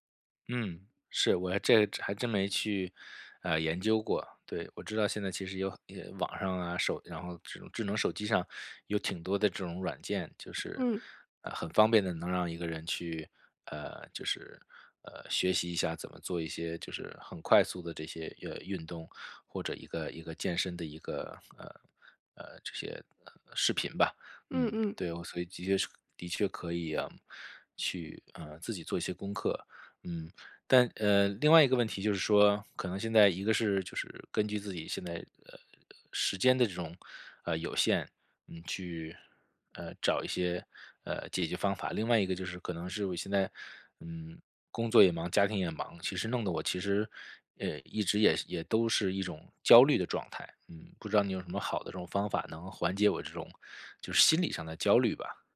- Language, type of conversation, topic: Chinese, advice, 在忙碌的生活中，我如何坚持自我照护？
- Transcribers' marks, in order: none